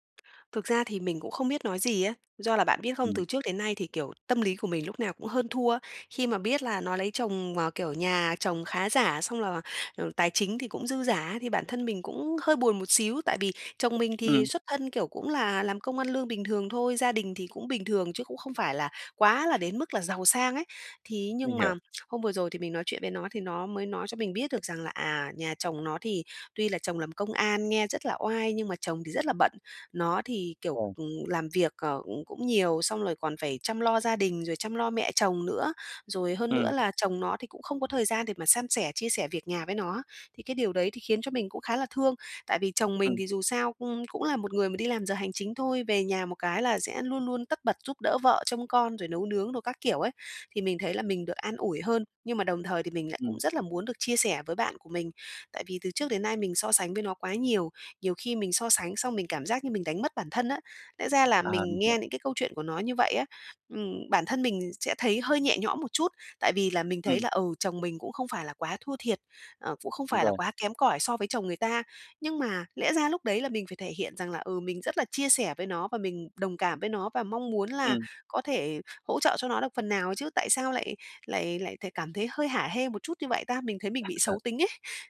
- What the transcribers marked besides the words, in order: tapping; other background noise; other noise
- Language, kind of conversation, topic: Vietnamese, advice, Làm sao để ngừng so sánh bản thân với người khác?
- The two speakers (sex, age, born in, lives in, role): female, 30-34, Vietnam, Vietnam, user; male, 35-39, Vietnam, Vietnam, advisor